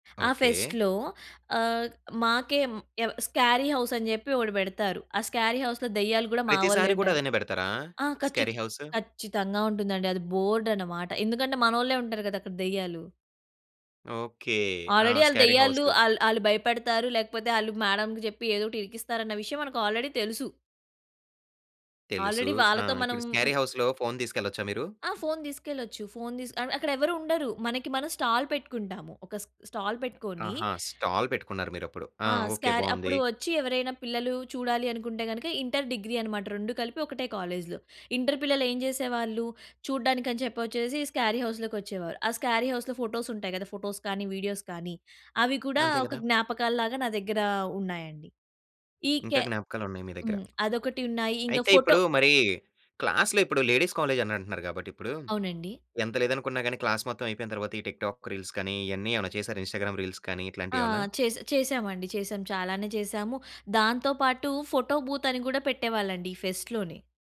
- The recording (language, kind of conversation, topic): Telugu, podcast, ఫోన్ కెమెరాలు జ్ఞాపకాలను ఎలా మార్చుతున్నాయి?
- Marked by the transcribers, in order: tapping; in English: "ఫెస్ట్‌లో"; in English: "స్కేరీ హౌస్"; in English: "స్కేరీ హౌస్‌లో"; in English: "బోర్డ్"; in English: "స్కేరీ హౌస్‌కు"; in English: "ఆల్రెడీ"; in English: "ఆల్రెడీ"; in English: "ఆల్రెడీ"; in English: "స్కేరీ హౌస్‌లో"; in English: "స్టాల్"; in English: "స్ట స్టాల్"; in English: "స్టాల్"; in English: "కాలేజ్‌లో"; in English: "స్కారీ హౌస్‌లోకి"; in English: "స్కారీ హౌస్‌లో ఫోటోస్"; in English: "ఫోటోస్"; in English: "వీడియోస్"; in English: "లేడీస్ కాలేజ్"; in English: "క్లాస్"; in English: "టిక్ టాక్ రీల్స్"; in English: "ఇ‌న్‌స్టాగ్రామ్ రీల్స్"; in English: "ఫోటో బూత్"; in English: "ఫెస్ట్‌లోనే"